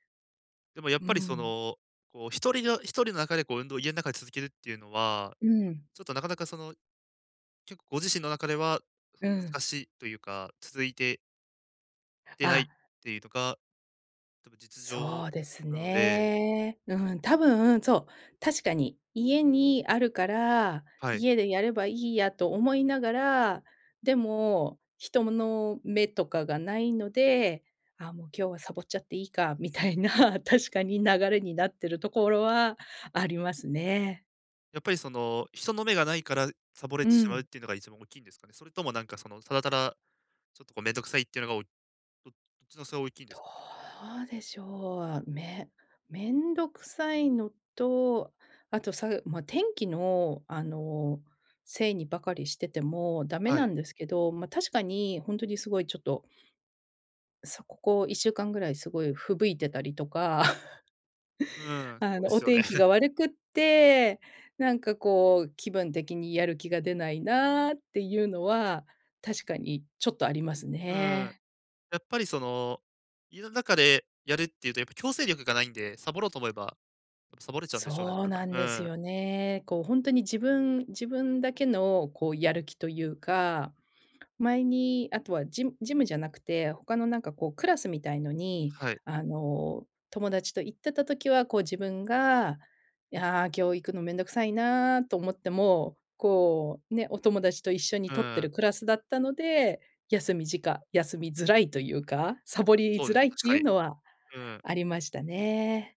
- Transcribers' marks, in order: laughing while speaking: "みたいな、確かに"; chuckle; scoff; other background noise
- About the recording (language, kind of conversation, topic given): Japanese, advice, やる気が出ないとき、どうすれば物事を続けられますか？